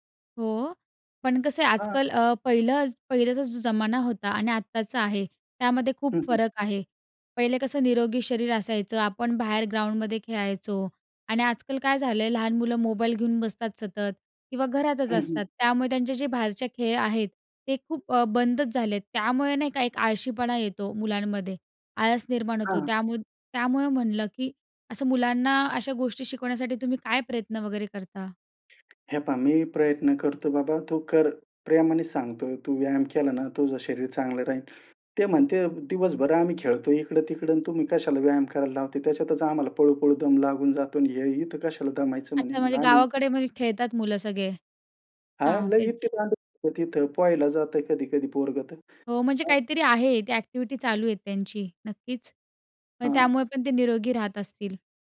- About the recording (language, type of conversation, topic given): Marathi, podcast, कुटुंबात निरोगी सवयी कशा रुजवता?
- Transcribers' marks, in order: tapping